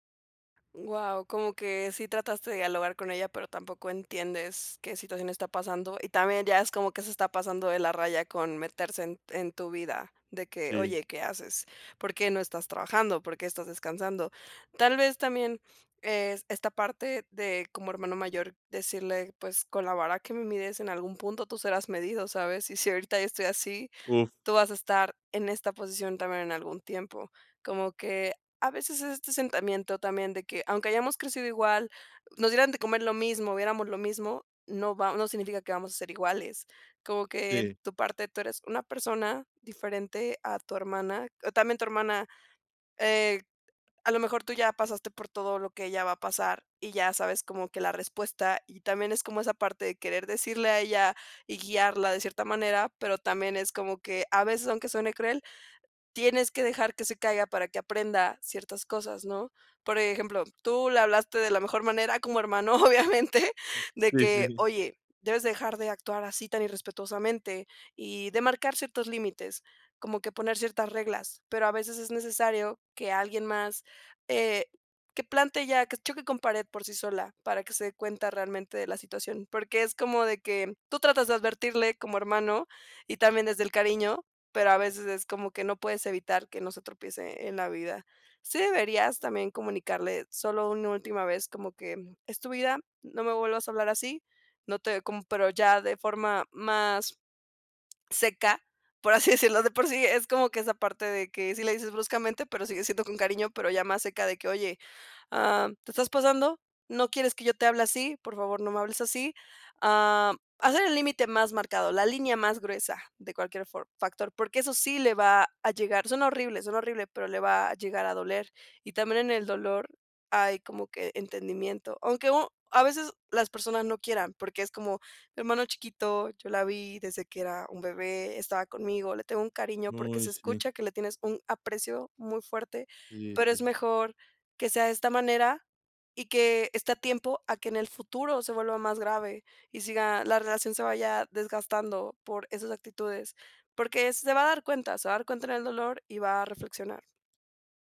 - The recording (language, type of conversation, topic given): Spanish, advice, ¿Cómo puedo poner límites respetuosos con mis hermanos sin pelear?
- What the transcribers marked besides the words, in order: other background noise; "sentimiento" said as "sentamiento"; laughing while speaking: "obviamente"; other noise; laughing while speaking: "por así decirlo"